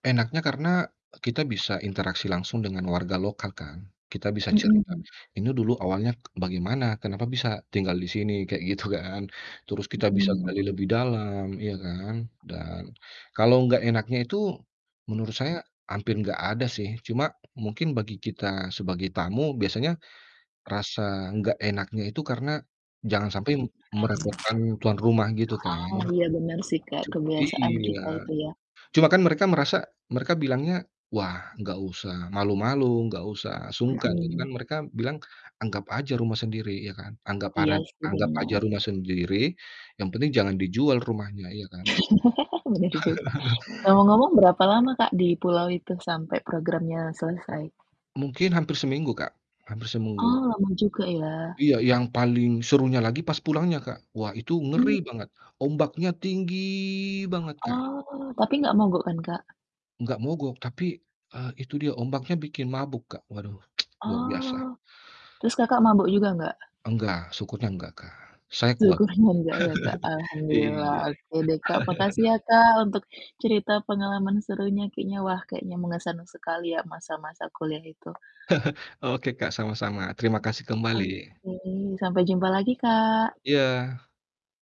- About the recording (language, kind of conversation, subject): Indonesian, podcast, Boleh ceritakan pengalaman perjalanan yang paling berkesan bagi kamu?
- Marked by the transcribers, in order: other background noise; distorted speech; static; chuckle; laughing while speaking: "Bener juga"; laugh; "seminggu" said as "semunggu"; stressed: "ngeri"; drawn out: "tinggi"; tongue click; tapping; laughing while speaking: "Syukurnya"; chuckle; chuckle